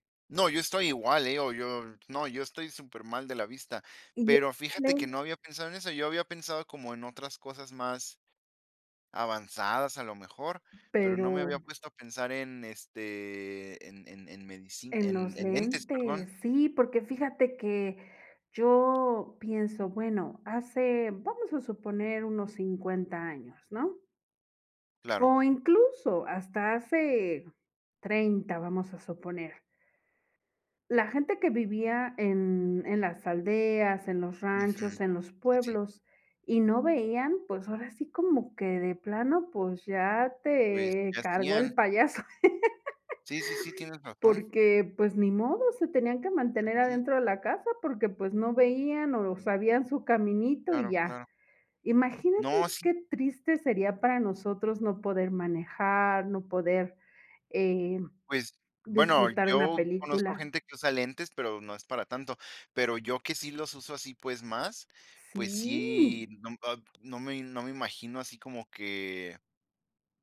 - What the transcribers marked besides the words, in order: unintelligible speech; tapping; laughing while speaking: "payaso"; laugh; drawn out: "Sí"; other background noise
- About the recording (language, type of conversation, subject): Spanish, unstructured, ¿Cómo ha cambiado la vida con el avance de la medicina?